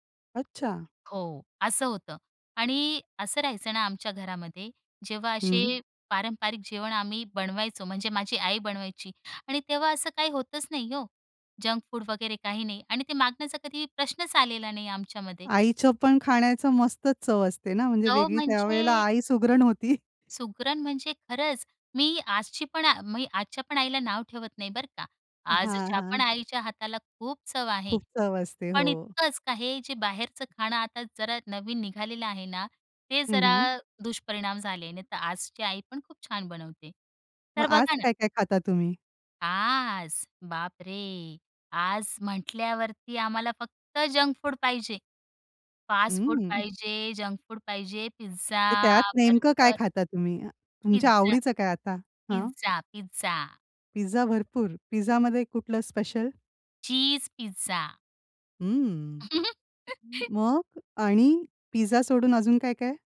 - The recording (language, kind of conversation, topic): Marathi, podcast, कुटुंबातील खाद्य परंपरा कशी बदलली आहे?
- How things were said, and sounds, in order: in English: "जंक फूड"; chuckle; drawn out: "आज"; in English: "जंक फूड"; in English: "फास्ट फूड"; in English: "जंक फूड"; in English: "बर्गर"; chuckle; tapping